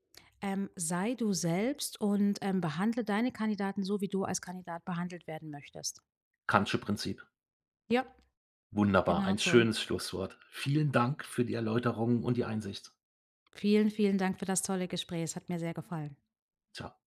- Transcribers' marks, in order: none
- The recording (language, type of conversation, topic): German, podcast, Was macht für dich ein starkes Mentorenverhältnis aus?